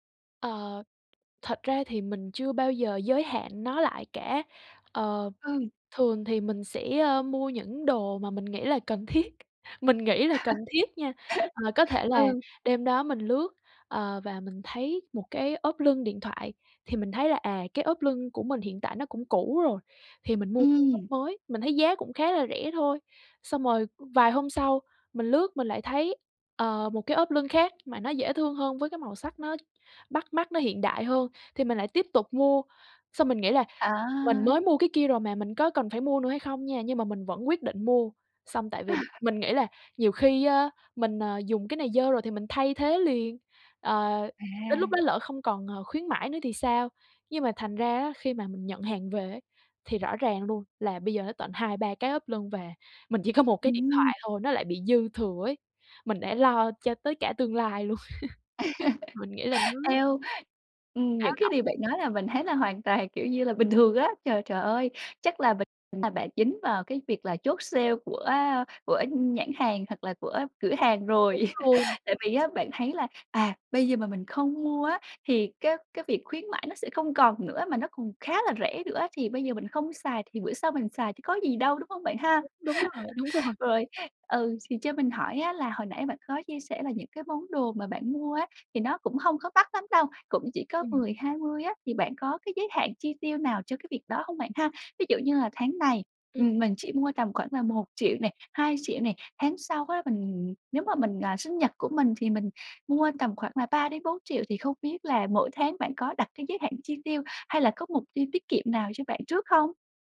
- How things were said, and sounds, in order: tapping; other background noise; laugh; laugh; laughing while speaking: "mình chỉ có"; laugh; laugh; laugh; laughing while speaking: "đúng rồi"; other noise
- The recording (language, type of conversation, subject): Vietnamese, advice, Làm sao để hạn chế mua sắm những thứ mình không cần mỗi tháng?